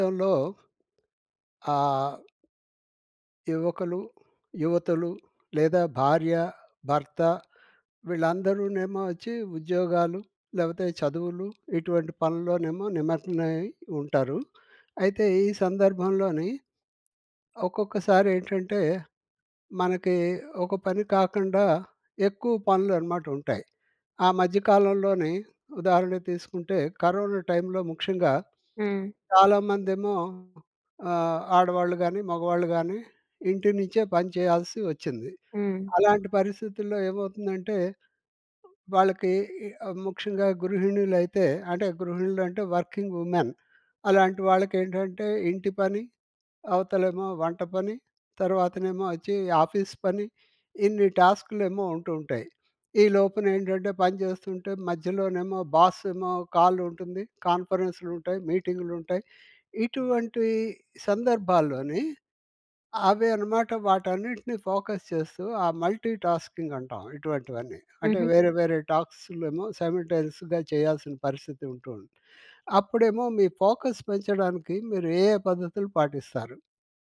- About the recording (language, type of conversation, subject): Telugu, podcast, మల్టీటాస్కింగ్ తగ్గించి ఫోకస్ పెంచేందుకు మీరు ఏ పద్ధతులు పాటిస్తారు?
- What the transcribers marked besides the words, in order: unintelligible speech; tapping; other noise; in English: "వర్కింగ్ ఉమెన్"; in English: "ఆఫీస్"; in English: "ఫోకస్"; in English: "మల్టీటాస్కింగ్"; in English: "సైమల్టేనియస్‌గా"; other background noise; in English: "ఫోకస్"